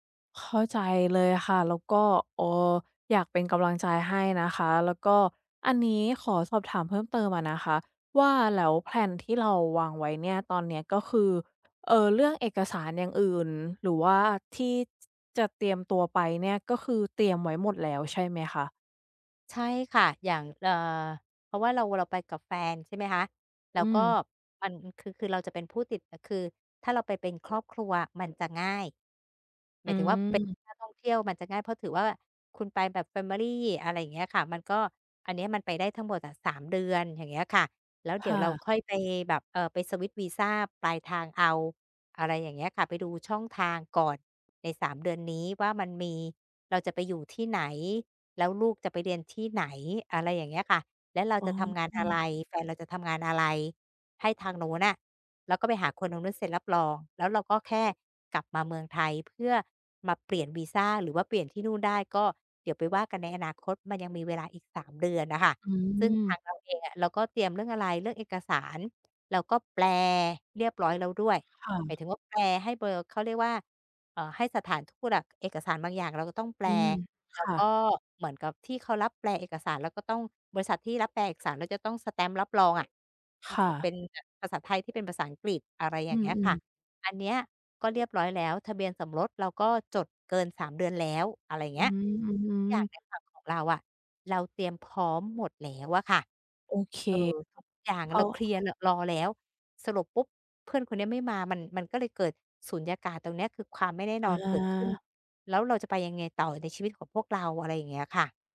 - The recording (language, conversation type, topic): Thai, advice, ฉันรู้สึกกังวลกับอนาคตที่ไม่แน่นอน ควรทำอย่างไร?
- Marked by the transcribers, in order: other background noise; in English: "แฟมิลี"; wind; tsk; other noise